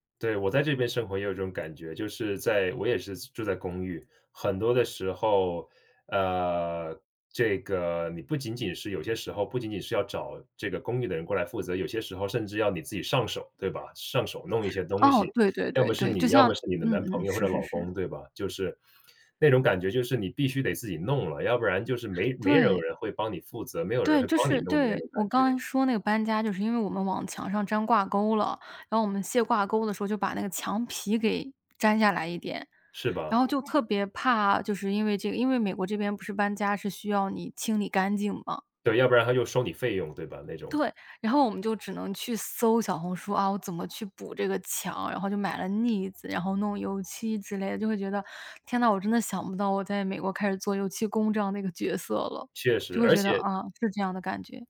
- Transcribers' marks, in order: stressed: "搜"; other background noise
- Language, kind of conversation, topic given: Chinese, podcast, 有没有哪一刻让你觉得自己真的长大了？